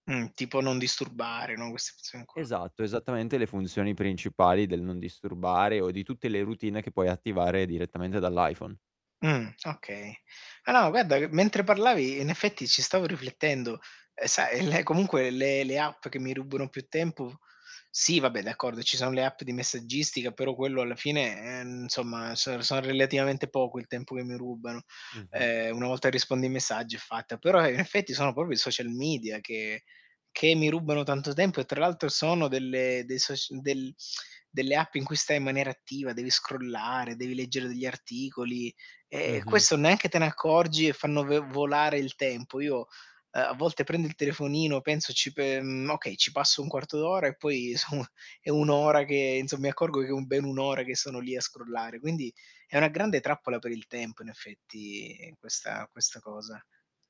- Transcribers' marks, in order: static; tongue click; laughing while speaking: "so"; drawn out: "effetti"
- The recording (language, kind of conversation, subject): Italian, advice, Perché faccio fatica a staccarmi dai dispositivi la sera?